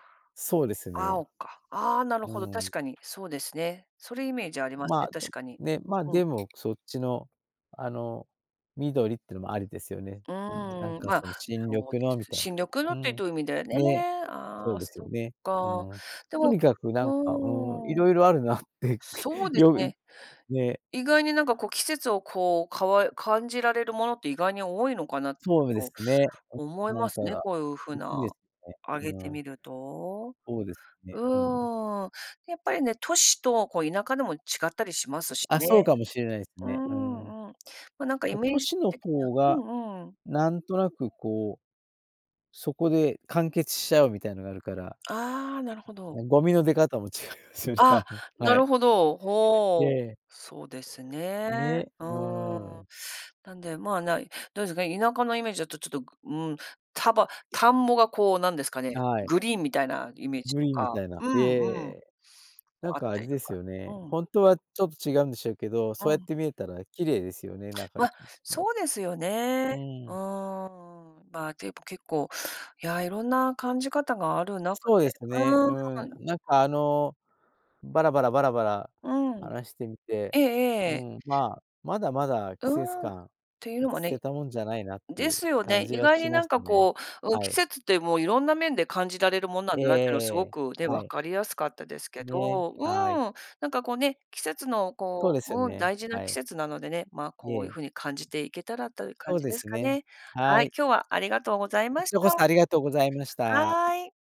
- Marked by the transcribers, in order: other background noise; laugh; laughing while speaking: "違いますよね、あの"; other noise; tapping
- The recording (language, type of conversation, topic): Japanese, podcast, 季節の移り変わりから、あなたは何を感じますか？